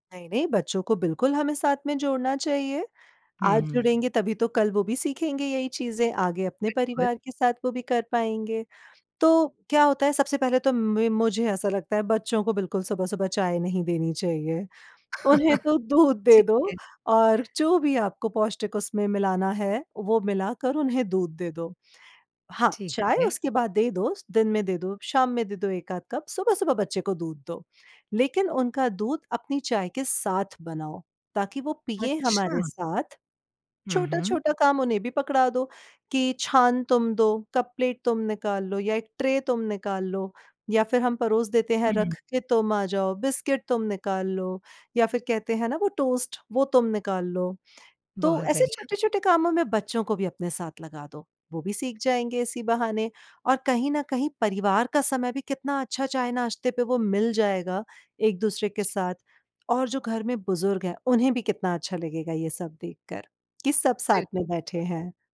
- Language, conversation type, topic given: Hindi, podcast, घर पर चाय-नाश्ते का रूटीन आपका कैसा रहता है?
- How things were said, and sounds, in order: laugh; laughing while speaking: "उन्हें तो दूध दे दो"